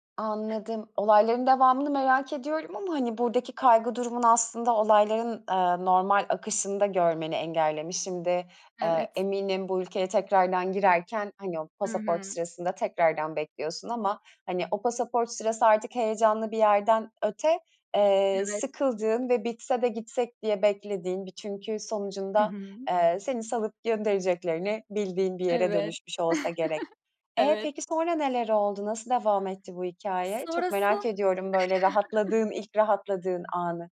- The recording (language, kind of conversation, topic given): Turkish, podcast, En unutamadığın seyahat hangisiydi, anlatır mısın?
- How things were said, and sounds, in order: chuckle; other background noise; chuckle